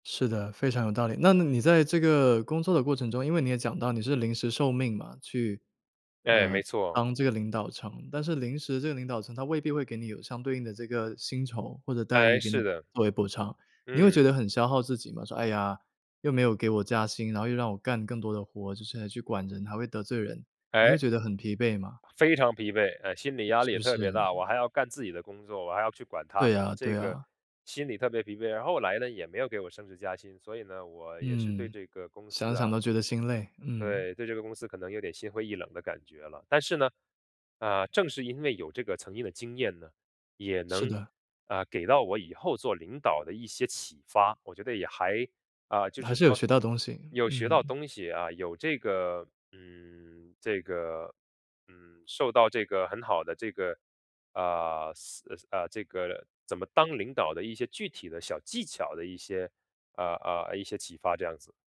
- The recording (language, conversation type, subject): Chinese, podcast, 你如何在不伤和气的情况下给团队成员提出反馈？
- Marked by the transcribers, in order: "层" said as "成"; other background noise